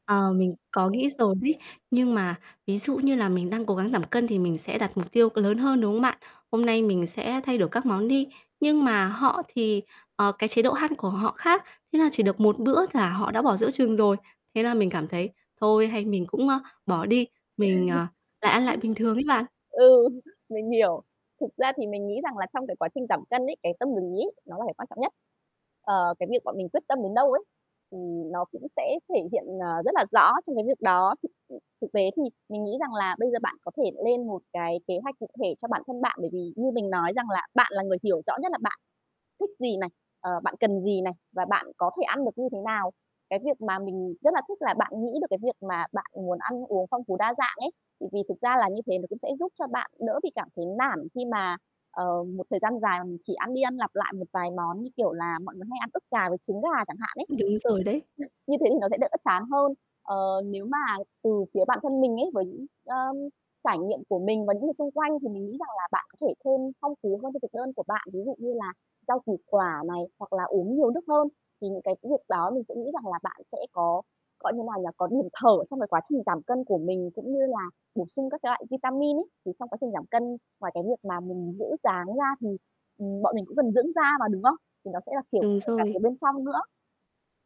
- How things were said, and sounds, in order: tapping; unintelligible speech; other background noise; "ăn" said as "hăn"; chuckle; unintelligible speech; distorted speech
- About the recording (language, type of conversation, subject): Vietnamese, advice, Vì sao bạn liên tục thất bại khi cố gắng duy trì thói quen ăn uống lành mạnh?